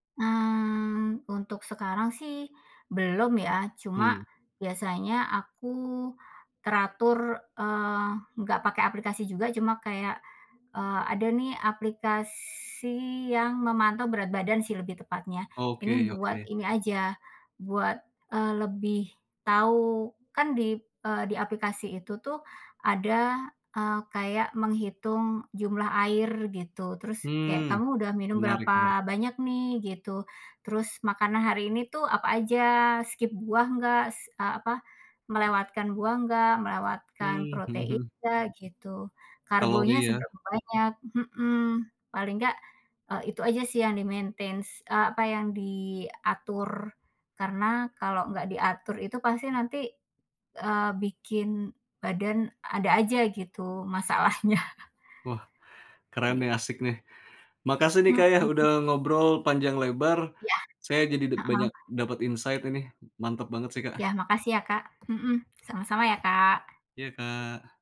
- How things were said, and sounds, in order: in English: "Skip"; in English: "di-maintains"; in English: "insight"; other background noise
- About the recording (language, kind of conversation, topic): Indonesian, podcast, Bagaimana kamu menjaga pola makan saat sedang sibuk?